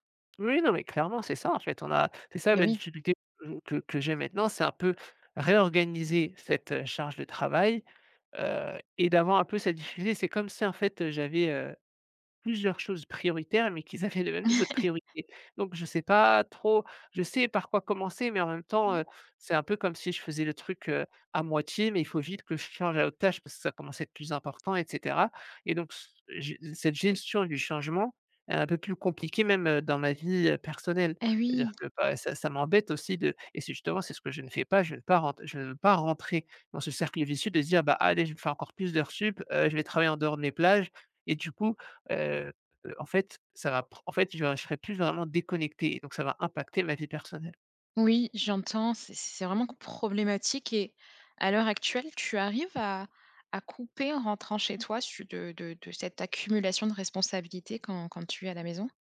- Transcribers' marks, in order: tapping; laughing while speaking: "qu'ils avaient"; laugh; "supplémentaires" said as "sup"; stressed: "problématique"
- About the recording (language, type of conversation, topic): French, advice, Comment décririez-vous un changement majeur de rôle ou de responsabilités au travail ?